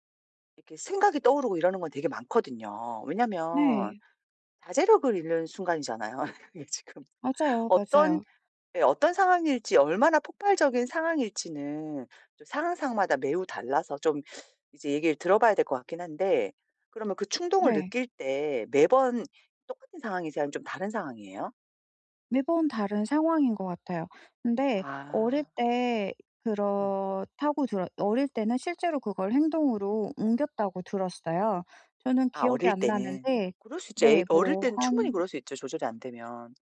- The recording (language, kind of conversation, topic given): Korean, advice, 충동과 갈망을 더 잘 알아차리려면 어떻게 해야 할까요?
- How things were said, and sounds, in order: laughing while speaking: "그게 지금"; other background noise